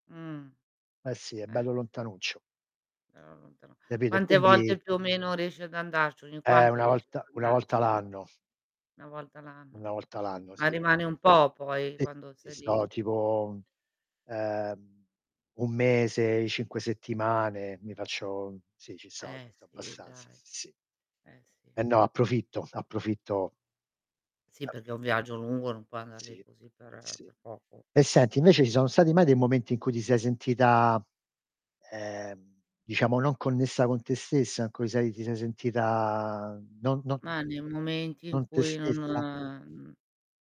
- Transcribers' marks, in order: unintelligible speech; distorted speech; other background noise; drawn out: "ehm"; unintelligible speech; drawn out: "ehm"
- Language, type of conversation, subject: Italian, unstructured, Quali cose ti fanno sentire davvero te stesso?